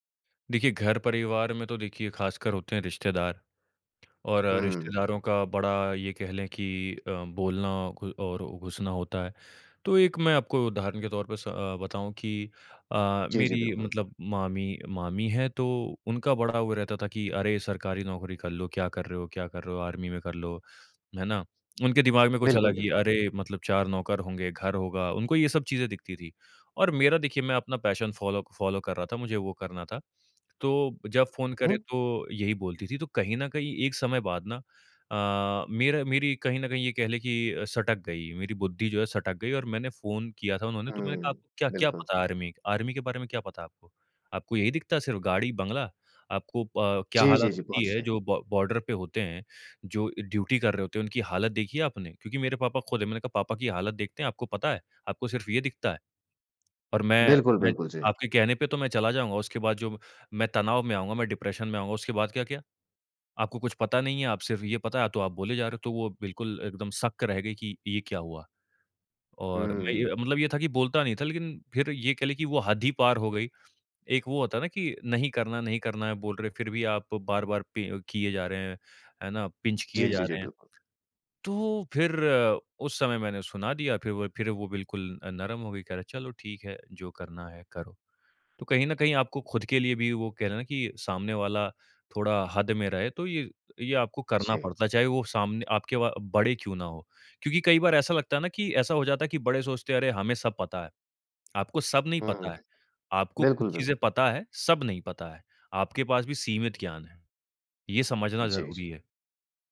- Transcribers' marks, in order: tapping; in English: "आर्मी"; in English: "पैशन फ़ॉलो फ़ॉलो"; in English: "आर्मी आर्मी"; in English: "ब बॉर्डर"; in English: "ड्यूटी"; in English: "डिप्रेशन"; in English: "पिंच"
- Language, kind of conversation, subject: Hindi, podcast, कोई बार-बार आपकी हद पार करे तो आप क्या करते हैं?